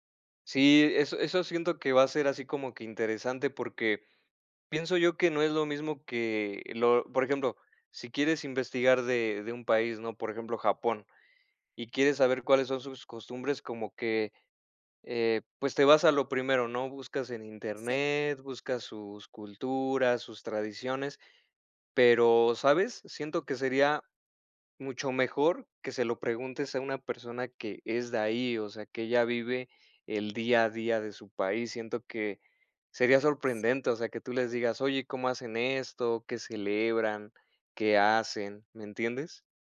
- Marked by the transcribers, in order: none
- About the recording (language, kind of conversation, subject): Spanish, unstructured, ¿Te sorprende cómo la tecnología conecta a personas de diferentes países?
- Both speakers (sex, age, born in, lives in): female, 30-34, Mexico, Mexico; male, 35-39, Mexico, Mexico